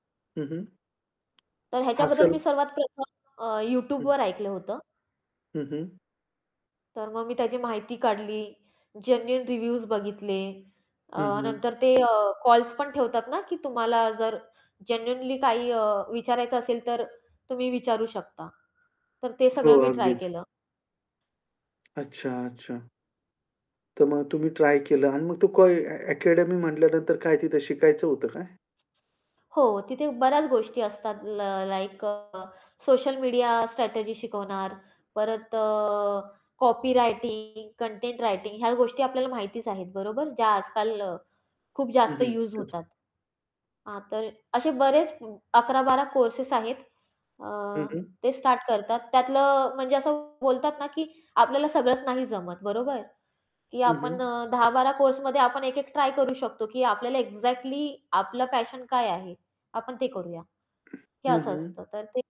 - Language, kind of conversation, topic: Marathi, podcast, कोणत्या अपयशानंतर तुम्ही पुन्हा उभे राहिलात आणि ते कसे शक्य झाले?
- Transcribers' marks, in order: tapping; distorted speech; static; in English: "जेन्युइन रिव्ह्यूज"; mechanical hum; in English: "जेन्युइनली"; other background noise; in English: "कॉपी रायटिंग"; unintelligible speech; in English: "एक्झॅक्टली"; in English: "पॅशन"